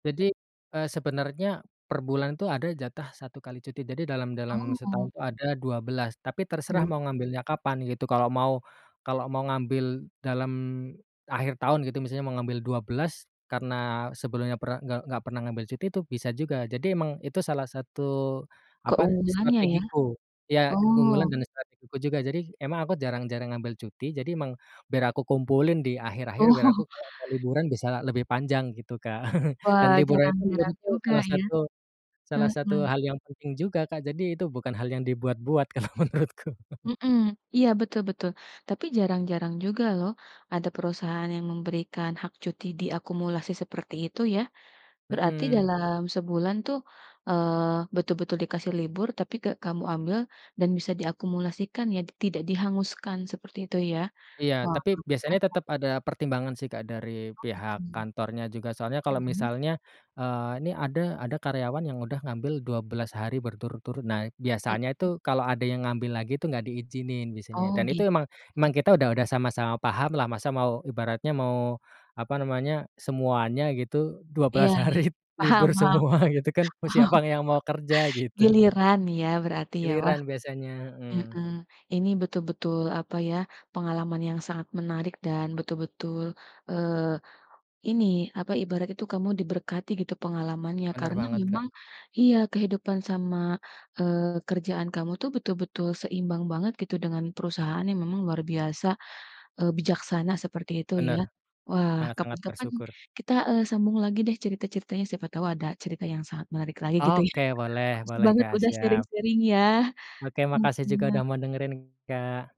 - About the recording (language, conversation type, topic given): Indonesian, podcast, Bagaimana cara menjaga keseimbangan antara kehidupan pribadi dan pekerjaan?
- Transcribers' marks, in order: laughing while speaking: "Oh"; laugh; laughing while speaking: "kalau menurutku"; tapping; unintelligible speech; laughing while speaking: "hari libur semua gitu"; laugh; laughing while speaking: "paham"; laughing while speaking: "Gitu"; laughing while speaking: "ya"; in English: "sharing-sharing"